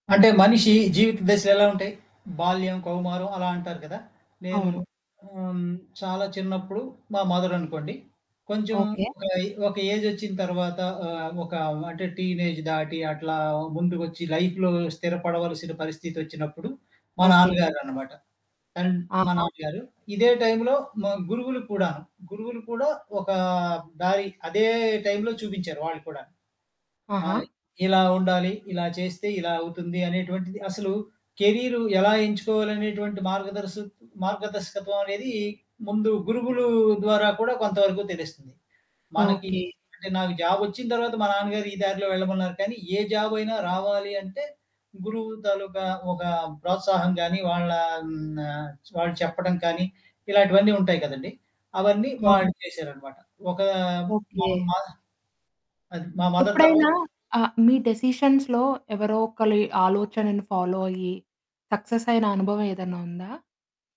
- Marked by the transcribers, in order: in English: "టీనేజ్"; in English: "లైఫ్‌లో"; in English: "జాబ్"; in English: "జాబ్"; in English: "మదర్"; static; in English: "డెసిషన్స్‌లో"; in English: "ఫాలో"; in English: "సక్సెస్"
- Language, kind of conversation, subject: Telugu, podcast, తల్లిదండ్రుల మార్గదర్శకత్వం ఇతర మార్గదర్శకుల మార్గదర్శకత్వం కంటే ఎలా భిన్నంగా ఉంటుందో చెప్పగలరా?